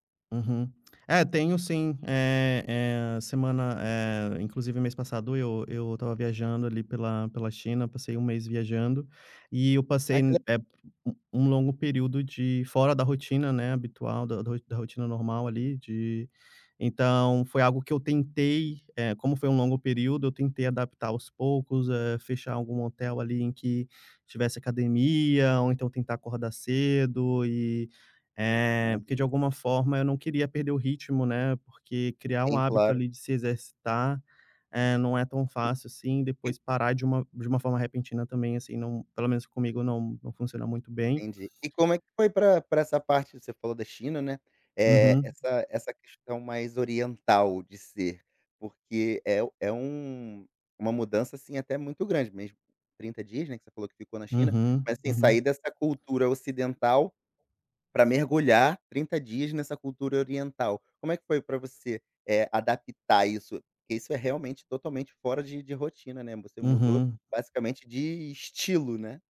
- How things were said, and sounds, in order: tapping; other background noise
- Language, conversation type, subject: Portuguese, podcast, Como você lida com recaídas quando perde a rotina?